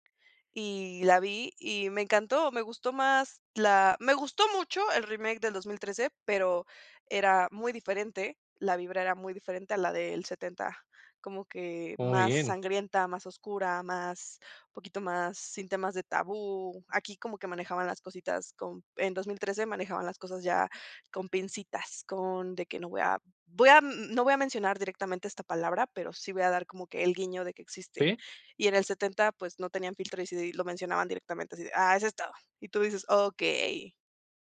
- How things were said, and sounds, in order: none
- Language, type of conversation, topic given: Spanish, podcast, ¿Por qué crees que amamos los remakes y reboots?